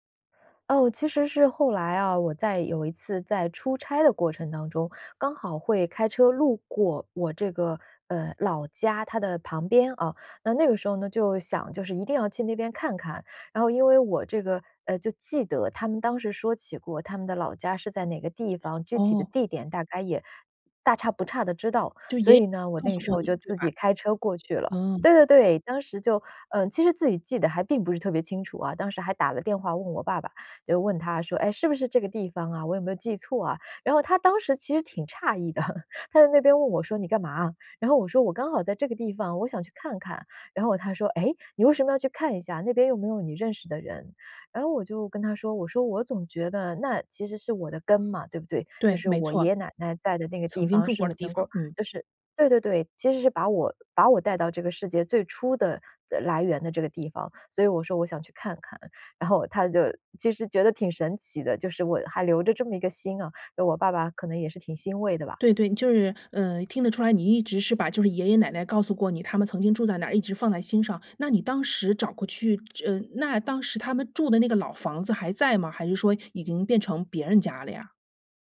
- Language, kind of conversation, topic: Chinese, podcast, 你曾去过自己的祖籍地吗？那次经历给你留下了怎样的感受？
- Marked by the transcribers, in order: other background noise; laugh; surprised: "诶？你为什么要去看一下"; "待" said as "带"